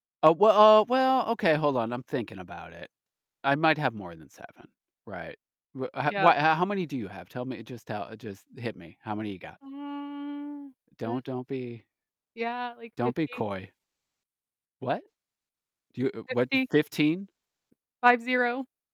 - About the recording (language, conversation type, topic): English, unstructured, How do your priorities for organization and cleanliness reflect your lifestyle?
- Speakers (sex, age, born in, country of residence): female, 25-29, United States, United States; male, 35-39, United States, United States
- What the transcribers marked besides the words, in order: drawn out: "Mm"